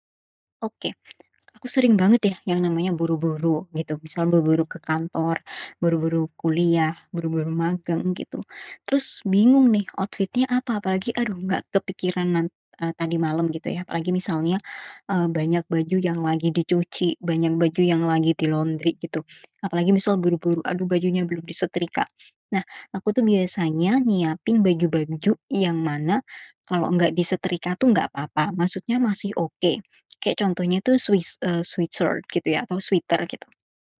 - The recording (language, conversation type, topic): Indonesian, podcast, Bagaimana cara kamu memadupadankan pakaian untuk sehari-hari?
- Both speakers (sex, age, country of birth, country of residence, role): female, 20-24, Indonesia, Indonesia, guest; male, 30-34, Indonesia, Indonesia, host
- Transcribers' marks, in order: in English: "outfit-nya"; in English: "sweat shirt"; in English: "sweater"